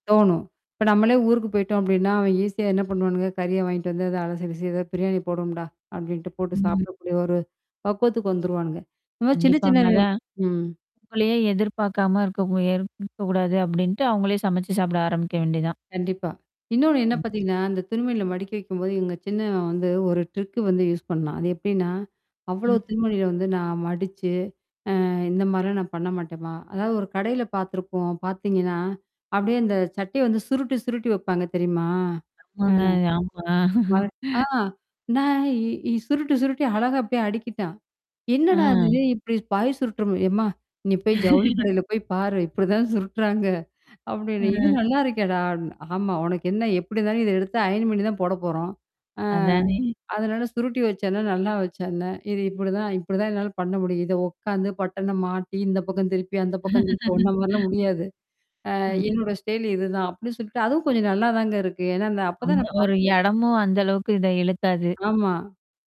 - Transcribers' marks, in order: static; distorted speech; in English: "ட்ரிக்கு"; in English: "யூஸ்"; mechanical hum; other noise; drawn out: "தெரியுமா?"; other background noise; laugh; laughing while speaking: "இப்படிதான் சுருடறாங்க அப்படின்னு"; laugh; in English: "அயன்"; tapping; laugh
- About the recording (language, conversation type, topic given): Tamil, podcast, வீட்டுப் பணிகளை நீங்கள் எப்படிப் பகிர்ந்து கொள்கிறீர்கள்?